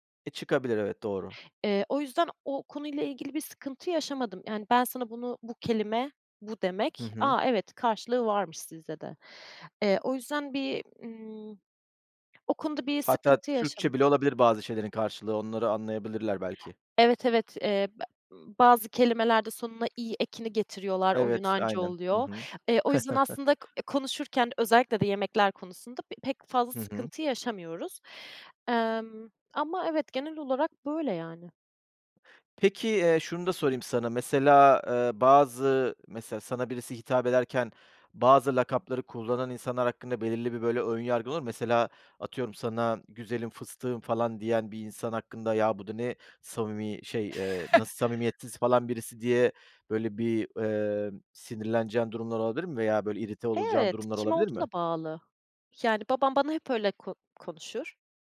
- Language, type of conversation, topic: Turkish, podcast, Dil kimliğini nasıl şekillendiriyor?
- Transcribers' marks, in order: other background noise; tapping; unintelligible speech; chuckle; chuckle